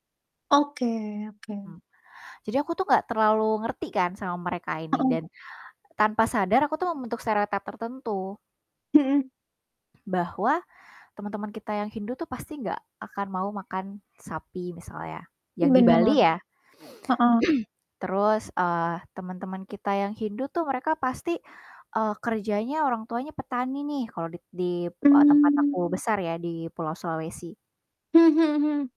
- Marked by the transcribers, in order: tapping; throat clearing
- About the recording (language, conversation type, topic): Indonesian, unstructured, Hal apa yang paling membuatmu marah tentang stereotip terkait identitas di masyarakat?
- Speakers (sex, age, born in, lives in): female, 20-24, Indonesia, Indonesia; female, 25-29, Indonesia, Indonesia